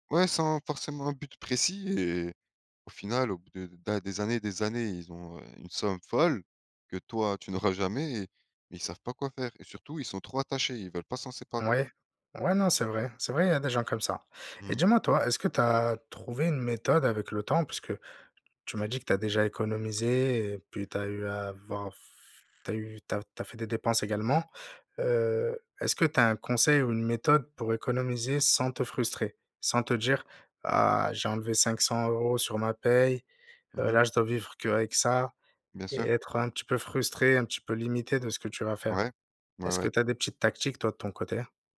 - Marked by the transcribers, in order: stressed: "folle"; laughing while speaking: "n'auras"
- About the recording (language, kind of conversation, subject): French, unstructured, Comment décidez-vous quand dépenser ou économiser ?